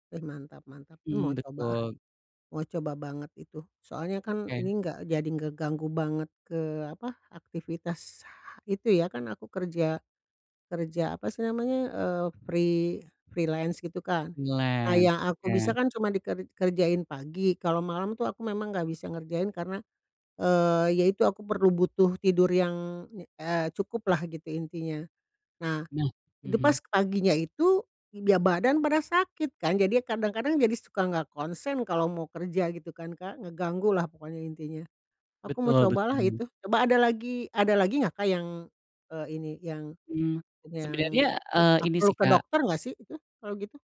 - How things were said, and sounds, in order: in English: "freelance"; in English: "Freelance"
- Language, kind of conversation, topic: Indonesian, advice, Bagaimana nyeri tubuh atau kondisi kronis Anda mengganggu tidur nyenyak Anda?